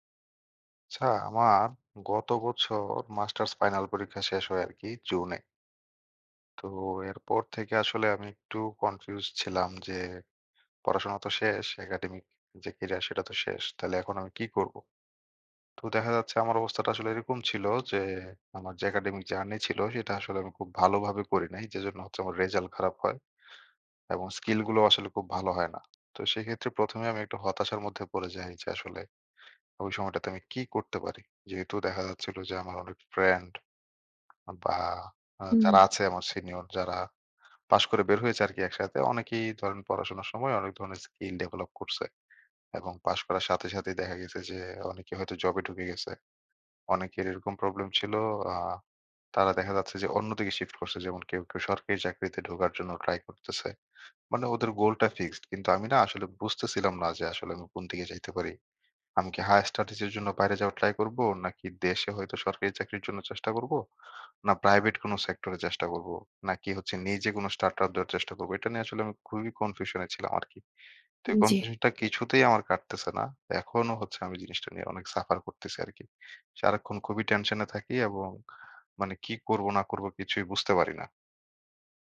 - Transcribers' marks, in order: in English: "higher studies"; in English: "start-up"; in English: "suffer"
- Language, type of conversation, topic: Bengali, advice, অবসরের পর জীবনে নতুন উদ্দেশ্য কীভাবে খুঁজে পাব?